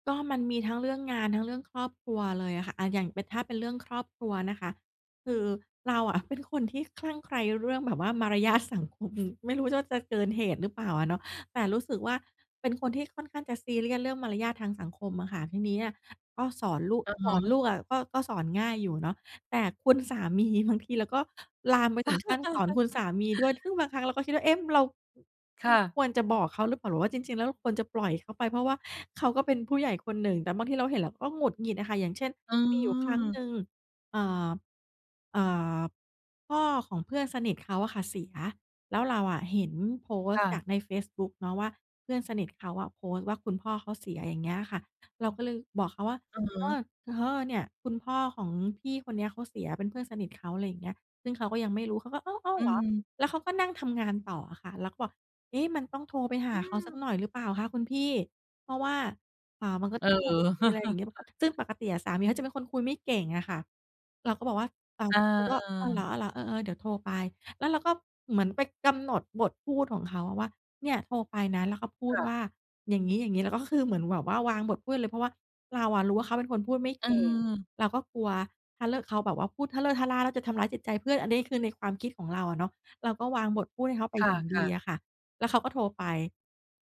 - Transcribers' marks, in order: chuckle; laugh
- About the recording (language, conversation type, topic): Thai, advice, จะยอมรับความไม่สมบูรณ์ได้อย่างไรเมื่อกลัวความผิดพลาดและไม่กล้าลงมือ?